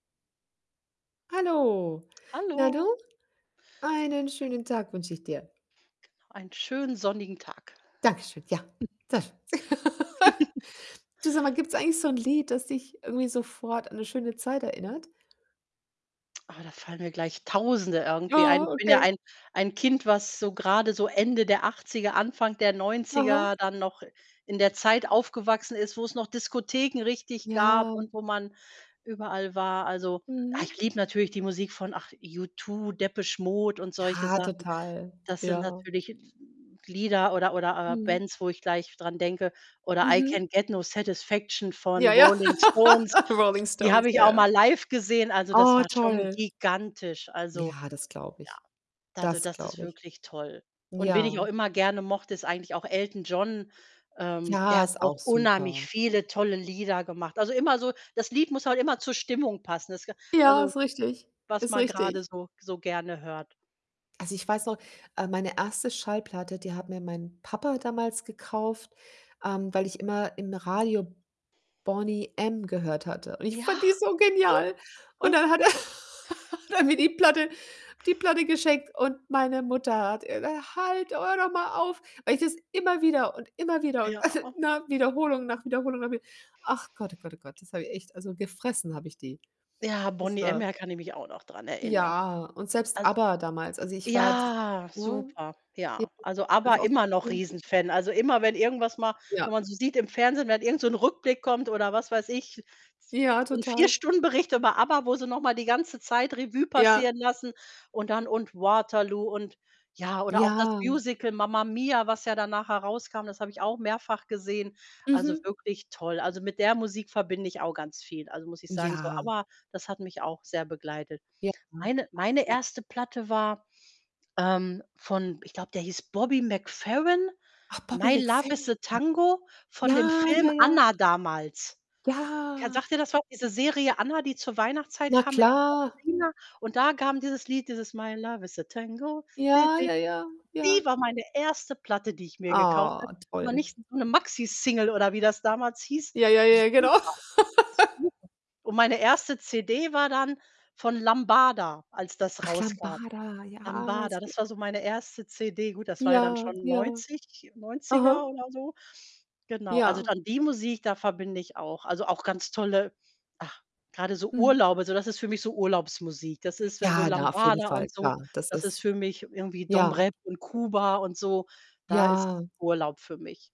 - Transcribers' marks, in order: joyful: "Hallo"; other noise; unintelligible speech; laugh; chuckle; other background noise; laugh; tapping; distorted speech; laugh; chuckle; unintelligible speech; laughing while speaking: "also"; drawn out: "ja"; unintelligible speech; unintelligible speech; unintelligible speech; drawn out: "Ja"; unintelligible speech; singing: "My love is a tango. Di di"; in English: "Maxi Single"; laugh
- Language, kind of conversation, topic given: German, unstructured, Gibt es ein Lied, das dich sofort an eine schöne Zeit erinnert?